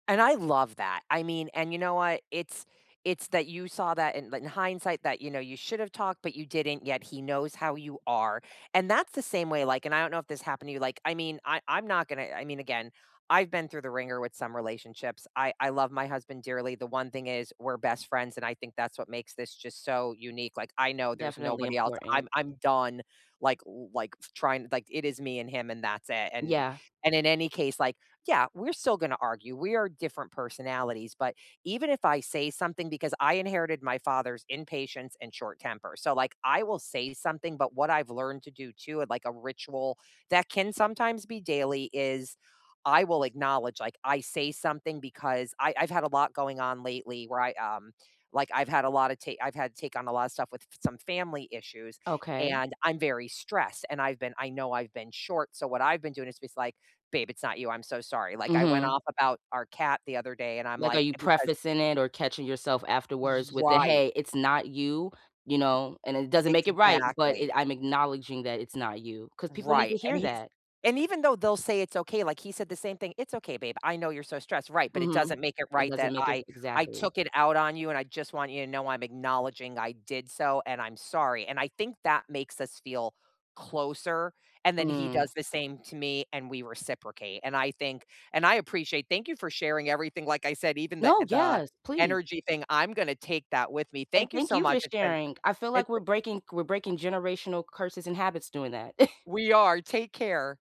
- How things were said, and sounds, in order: tapping; chuckle
- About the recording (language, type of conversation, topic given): English, unstructured, Which small daily ritual helps you feel loved and close in your relationship, and how can you both support it?
- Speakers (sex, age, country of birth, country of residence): female, 30-34, United States, United States; female, 50-54, United States, United States